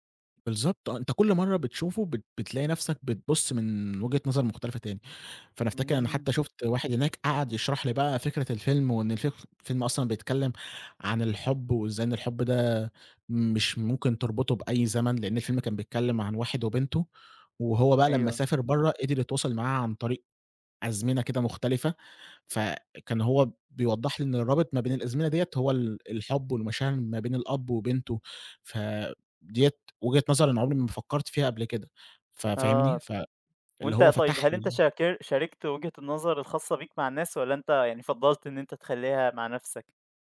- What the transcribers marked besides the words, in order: none
- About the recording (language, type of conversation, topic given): Arabic, podcast, تحب تحكيلنا عن تجربة في السينما عمرك ما تنساها؟